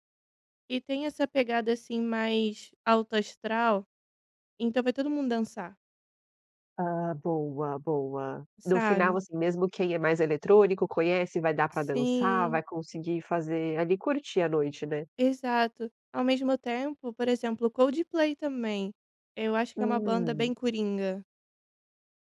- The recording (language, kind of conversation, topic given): Portuguese, podcast, Como montar uma playlist compartilhada que todo mundo curta?
- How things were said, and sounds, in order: none